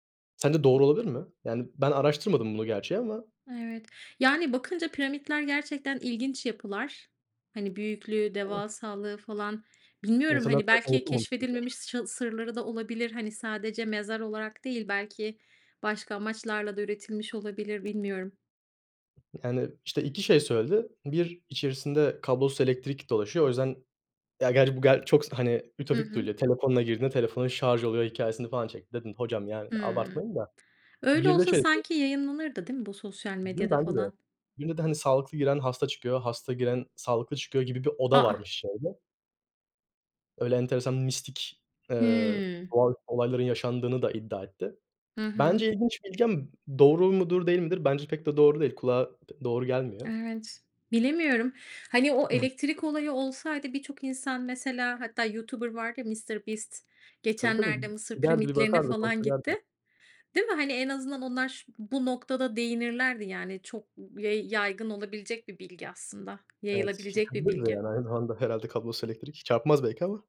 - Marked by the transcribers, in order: other noise; tapping; unintelligible speech; other background noise; unintelligible speech
- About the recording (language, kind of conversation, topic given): Turkish, unstructured, Hayatında öğrendiğin en ilginç bilgi neydi?
- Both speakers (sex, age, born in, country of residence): female, 35-39, Turkey, United States; male, 20-24, Turkey, Hungary